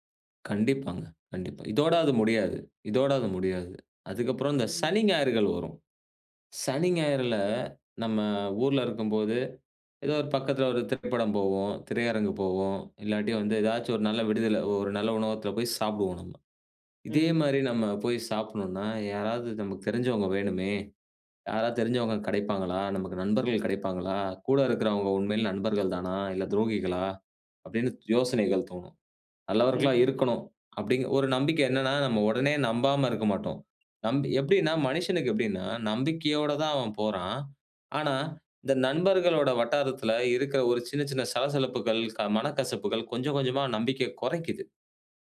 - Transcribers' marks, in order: none
- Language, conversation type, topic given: Tamil, podcast, சிறு நகரத்திலிருந்து பெரிய நகரத்தில் வேலைக்குச் செல்லும்போது என்னென்ன எதிர்பார்ப்புகள் இருக்கும்?